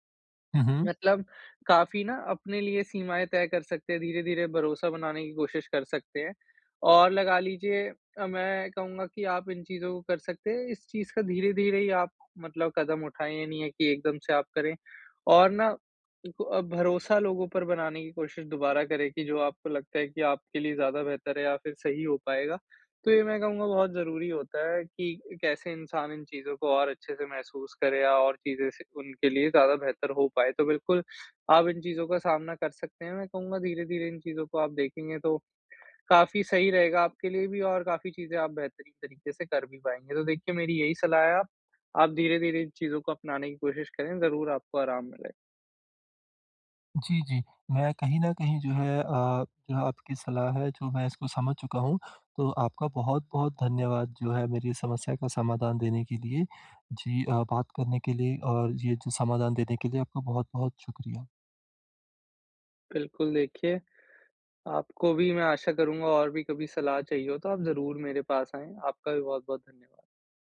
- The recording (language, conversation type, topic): Hindi, advice, मैं भावनात्मक बोझ को संभालकर फिर से प्यार कैसे करूँ?
- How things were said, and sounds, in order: tapping